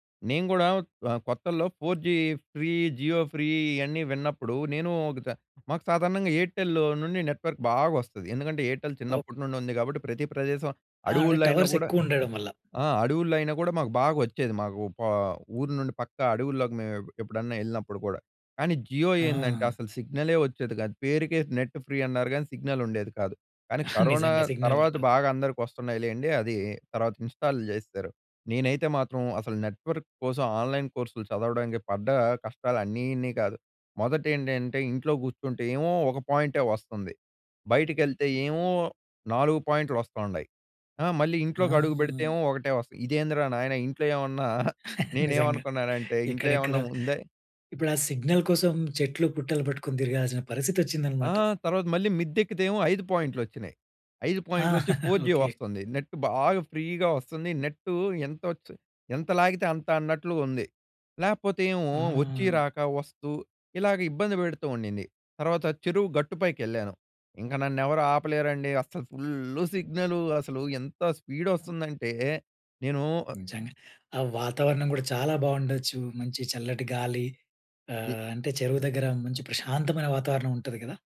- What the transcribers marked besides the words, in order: in English: "ఫోర్ జీ ఫ్రీ జియో ఫ్రీ"; in English: "ఎయిర్టెల్"; in English: "నెట్‌వర్క్"; in English: "ఎయిర్టెల్"; other background noise; in English: "టవర్స్"; in English: "జియో"; in English: "సిగ్నల్"; in English: "నెట్ ఫ్రీ"; in English: "సిగ్నల్"; chuckle; in English: "సిగ్నల్"; in English: "ఇన్స్టాల్"; in English: "నెట్ వర్క్"; laugh; chuckle; in English: "సిగ్నల్"; tapping; laugh; in English: "ఫోర్ జీ"; in English: "నెట్"; stressed: "బాగా"; in English: "ఫ్రీగా"; in English: "స్పీడ్"
- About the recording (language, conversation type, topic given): Telugu, podcast, ఆన్‌లైన్ కోర్సులు మీకు ఎలా ఉపయోగపడాయి?